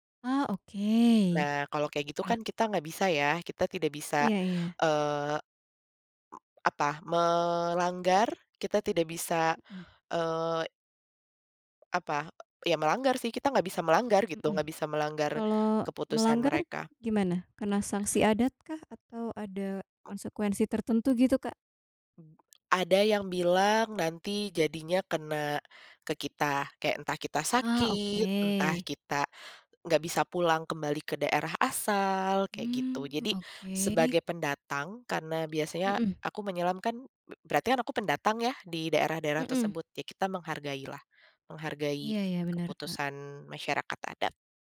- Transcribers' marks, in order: tapping; other background noise
- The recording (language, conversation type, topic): Indonesian, podcast, Apa petualangan di alam yang paling bikin jantung kamu deg-degan?